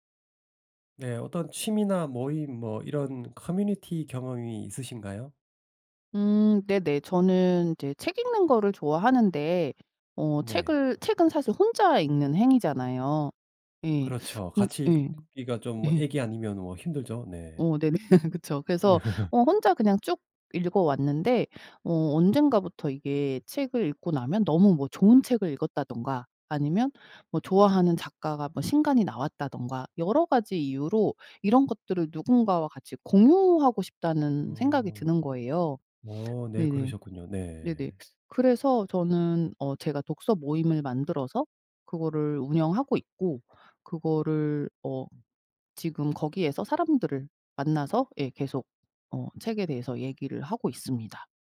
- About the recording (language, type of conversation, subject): Korean, podcast, 취미 모임이나 커뮤니티에 참여해 본 경험은 어땠나요?
- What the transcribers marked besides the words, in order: tapping; laughing while speaking: "예"; laughing while speaking: "네"; laugh; sniff